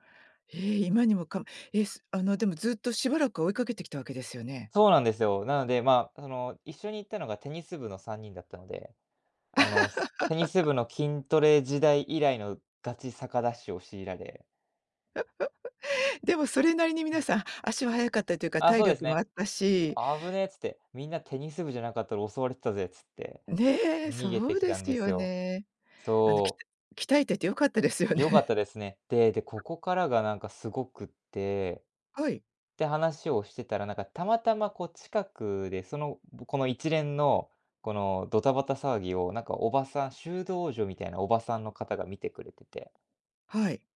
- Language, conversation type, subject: Japanese, podcast, 道に迷って大変だった経験はありますか？
- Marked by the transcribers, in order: laugh; laugh; tapping; laughing while speaking: "ですよね"; other background noise